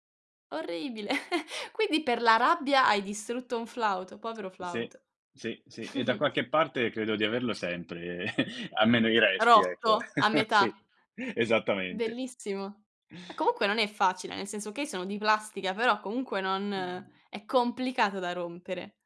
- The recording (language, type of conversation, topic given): Italian, unstructured, Quali sono i benefici di imparare a suonare uno strumento?
- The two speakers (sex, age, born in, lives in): female, 20-24, Italy, Italy; male, 35-39, Italy, Italy
- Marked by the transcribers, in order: chuckle; chuckle; chuckle; background speech; chuckle; other background noise